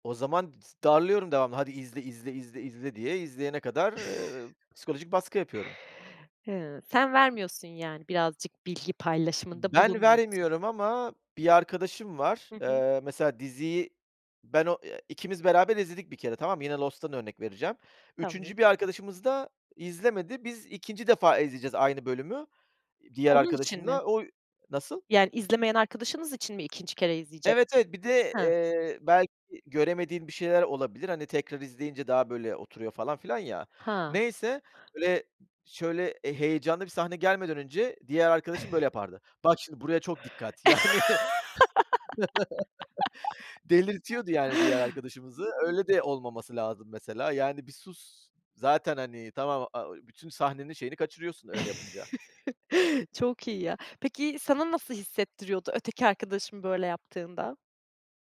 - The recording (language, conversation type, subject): Turkish, podcast, Dizi spoiler’larıyla nasıl başa çıkıyorsun, bunun için bir kuralın var mı?
- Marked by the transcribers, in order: unintelligible speech; chuckle; other background noise; tapping; chuckle; laugh; laughing while speaking: "Yani"; laugh; chuckle